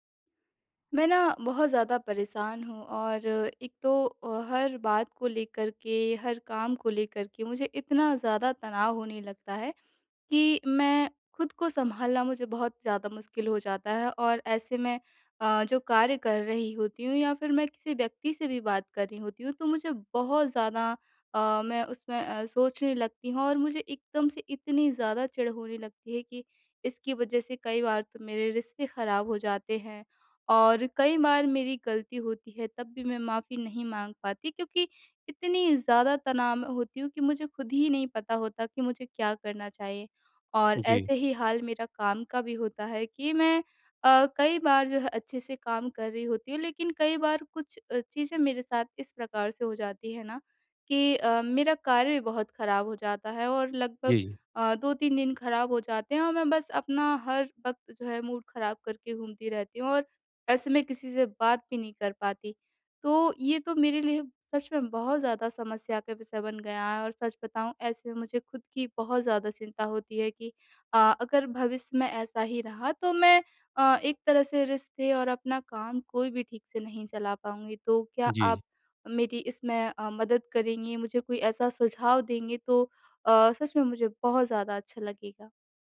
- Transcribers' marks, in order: in English: "मूड"
- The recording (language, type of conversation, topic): Hindi, advice, मैं आज तनाव कम करने के लिए कौन-से सरल अभ्यास कर सकता/सकती हूँ?